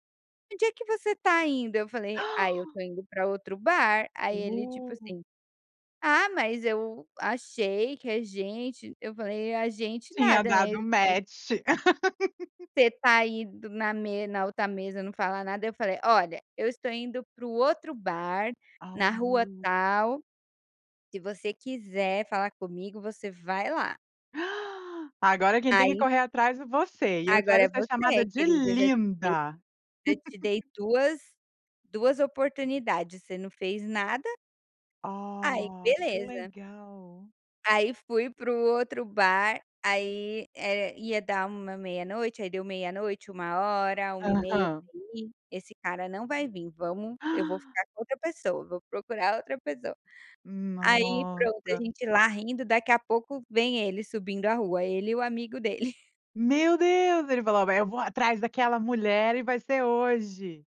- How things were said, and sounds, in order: gasp; unintelligible speech; in English: "match"; laugh; gasp; gasp; chuckle
- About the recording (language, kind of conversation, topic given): Portuguese, podcast, O que faz um casal durar além da paixão inicial?